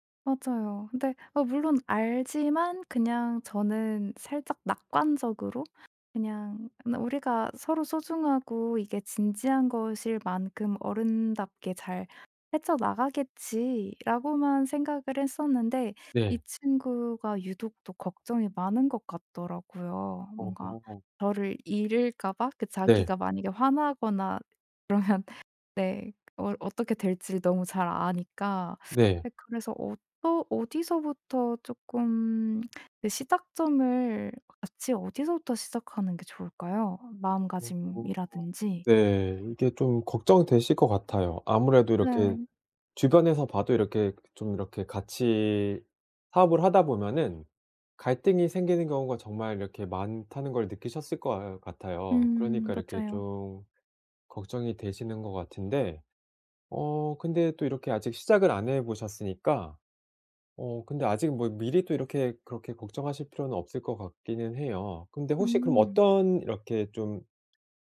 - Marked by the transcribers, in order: laughing while speaking: "그러면"; tapping
- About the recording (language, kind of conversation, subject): Korean, advice, 초보 창업자가 스타트업에서 팀을 만들고 팀원들을 효과적으로 관리하려면 어디서부터 시작해야 하나요?